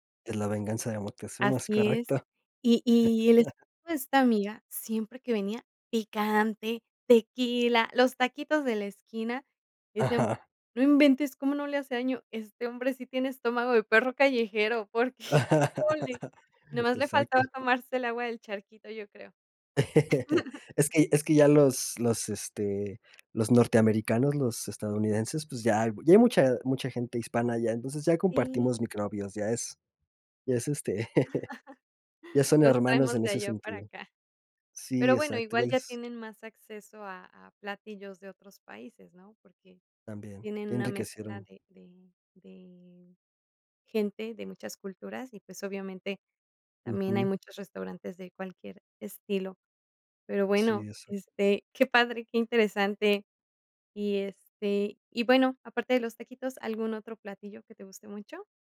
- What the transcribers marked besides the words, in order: chuckle; laugh; laughing while speaking: "híjole"; laugh; laugh
- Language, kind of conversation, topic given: Spanish, podcast, ¿Qué te atrae de la comida callejera y por qué?